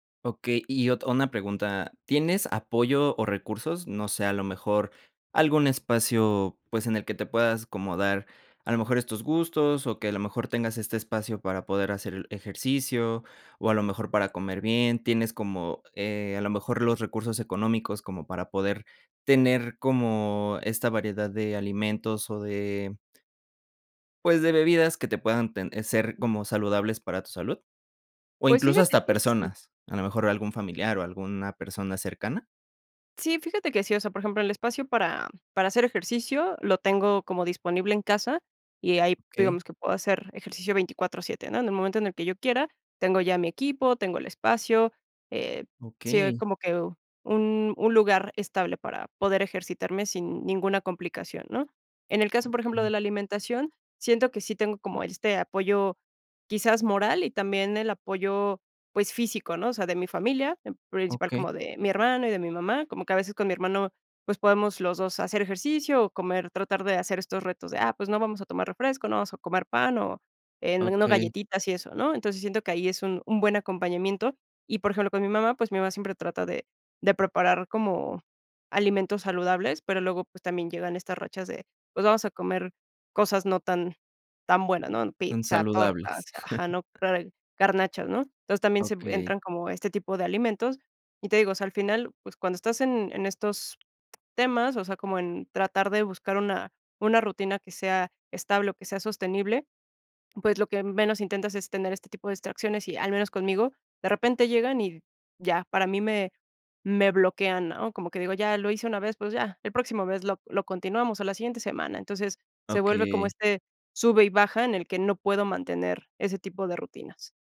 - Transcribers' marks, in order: other background noise; tapping; other noise; chuckle; unintelligible speech; lip smack
- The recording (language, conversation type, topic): Spanish, advice, ¿Por qué te cuesta crear y mantener una rutina de autocuidado sostenible?